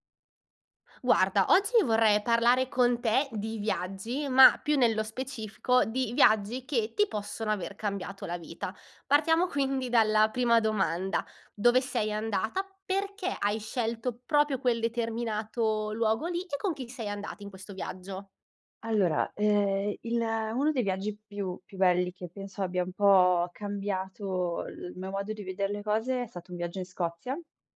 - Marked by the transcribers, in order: laughing while speaking: "quindi"; "proprio" said as "propio"
- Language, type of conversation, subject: Italian, podcast, Raccontami di un viaggio che ti ha cambiato la vita?